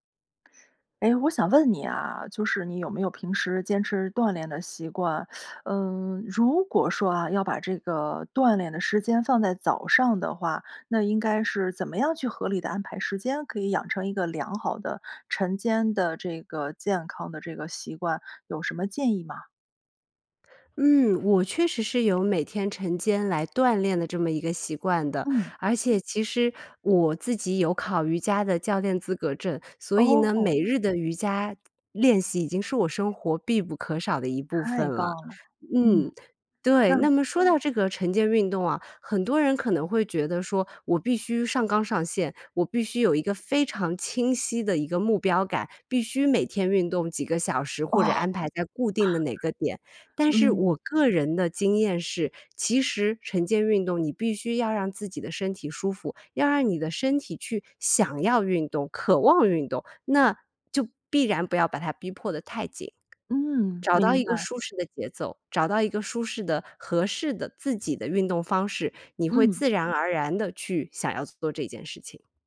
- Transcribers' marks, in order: teeth sucking; other background noise
- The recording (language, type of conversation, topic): Chinese, podcast, 说说你的晨间健康习惯是什么？